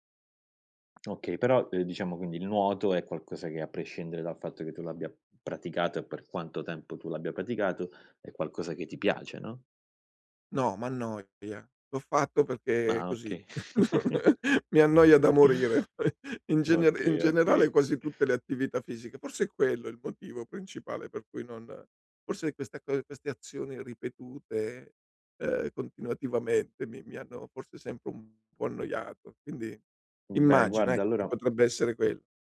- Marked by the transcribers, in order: chuckle
- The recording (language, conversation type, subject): Italian, advice, Come posso ricominciare ad allenarmi dopo anni di inattività?